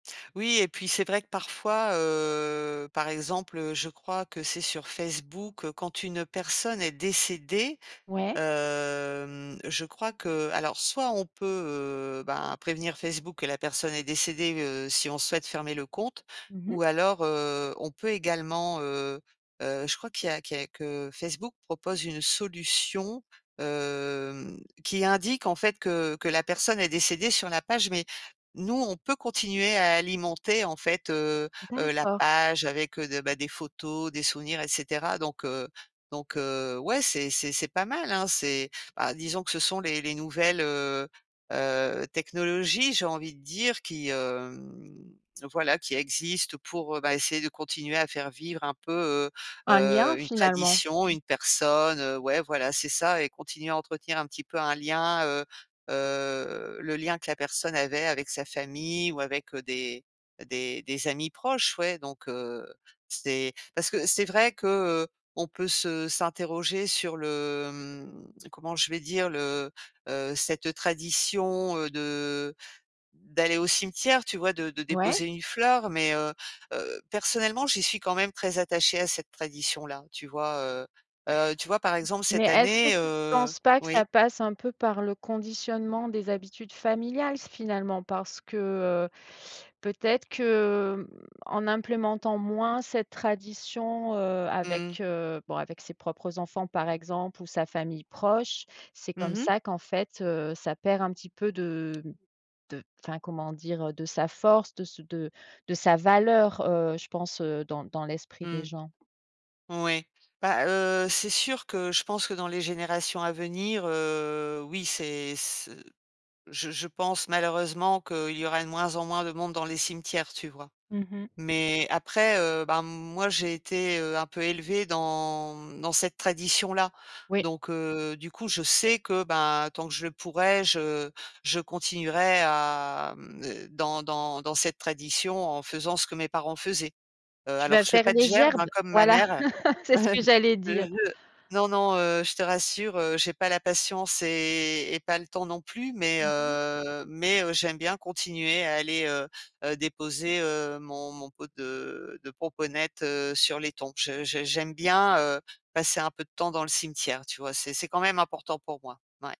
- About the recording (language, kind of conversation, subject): French, podcast, Comment fais-tu pour garder tes racines vivantes aujourd’hui ?
- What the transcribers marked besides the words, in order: drawn out: "heu"; other background noise; drawn out: "hem"; drawn out: "hem"; drawn out: "hem"; drawn out: "mmh"; teeth sucking; stressed: "valeur"; drawn out: "heu"; drawn out: "à"; chuckle; laugh; drawn out: "heu"